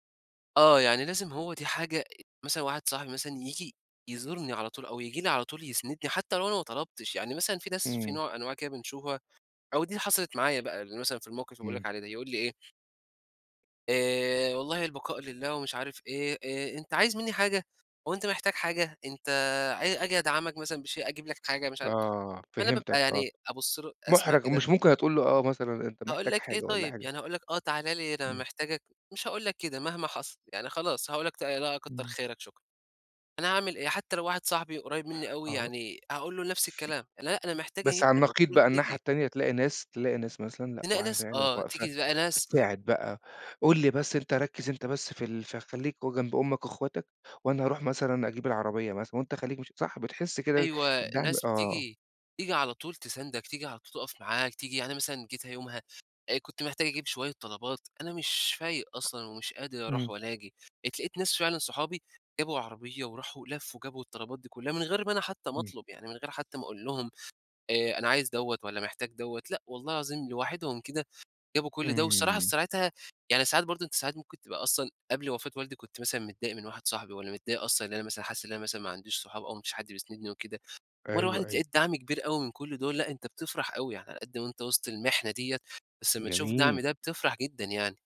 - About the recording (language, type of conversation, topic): Arabic, podcast, إيه أهمية الدعم الاجتماعي بعد الفشل؟
- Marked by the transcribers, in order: tapping; tsk; other background noise